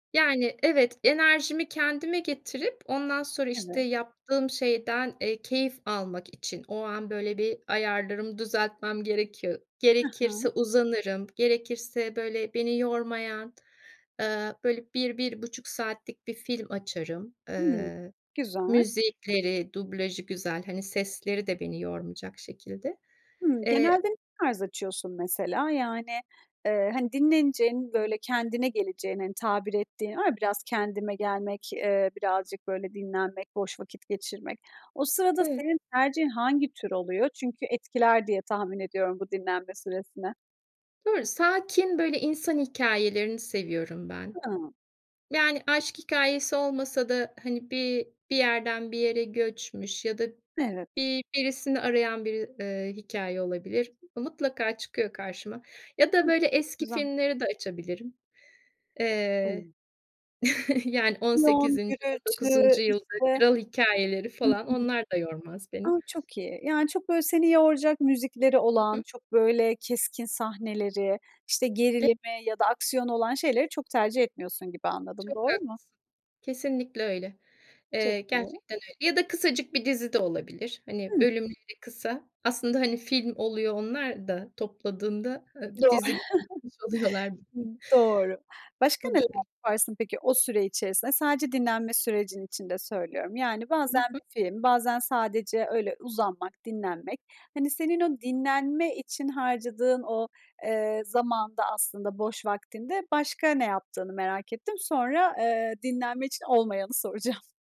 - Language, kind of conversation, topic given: Turkish, podcast, Boş zamanlarını değerlendirirken ne yapmayı en çok seversin?
- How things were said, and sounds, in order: tapping; other background noise; chuckle; chuckle; laughing while speaking: "oluyorlar"; laughing while speaking: "soracağım"